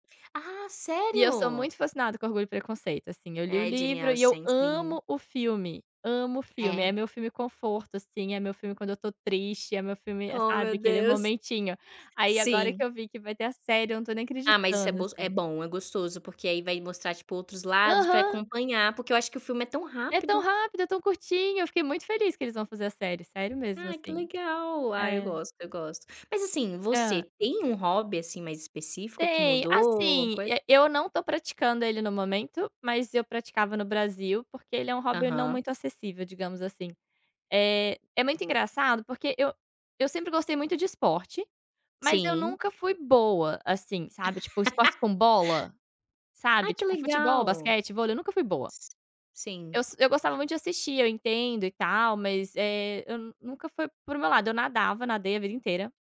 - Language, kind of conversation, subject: Portuguese, unstructured, Como um hobby mudou a sua vida para melhor?
- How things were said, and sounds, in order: laugh